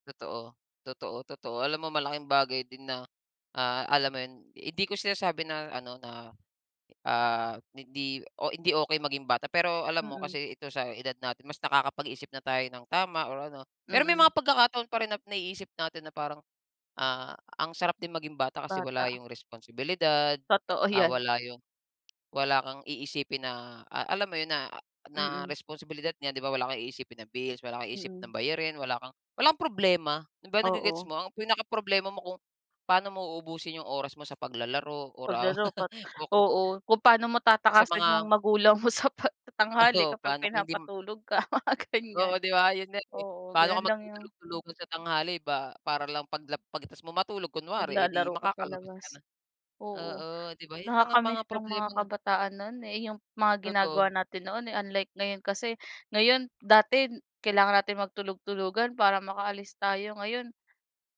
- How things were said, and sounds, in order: tapping; other background noise; laugh; laughing while speaking: "mo sa 'pag"; laughing while speaking: "Oo"; laughing while speaking: "mga ganyan"
- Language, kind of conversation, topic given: Filipino, unstructured, Ano ang paborito mong paraan para makapagpahinga pagkatapos ng trabaho o eskwela?